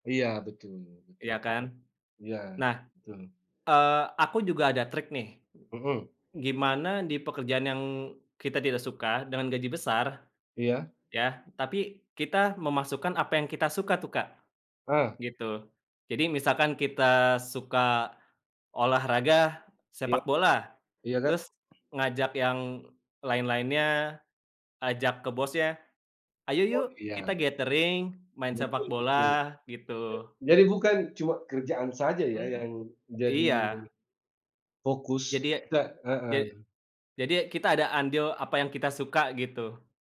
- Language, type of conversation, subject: Indonesian, unstructured, Apakah Anda lebih memilih pekerjaan yang Anda cintai dengan gaji kecil atau pekerjaan yang Anda benci dengan gaji besar?
- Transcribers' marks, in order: other background noise; in English: "gathering"